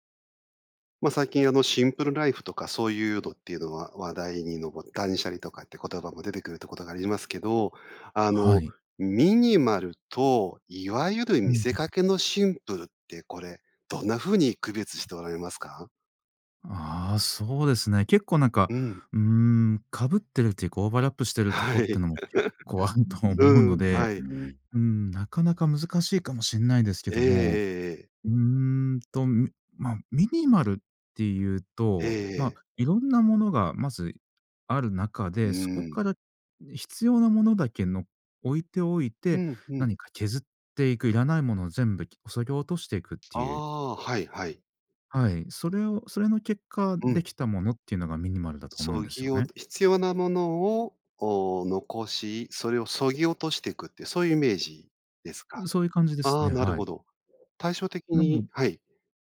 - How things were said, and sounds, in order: in English: "オーバーラップ"; laughing while speaking: "はい"; chuckle; other background noise
- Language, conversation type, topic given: Japanese, podcast, ミニマルと見せかけのシンプルの違いは何ですか？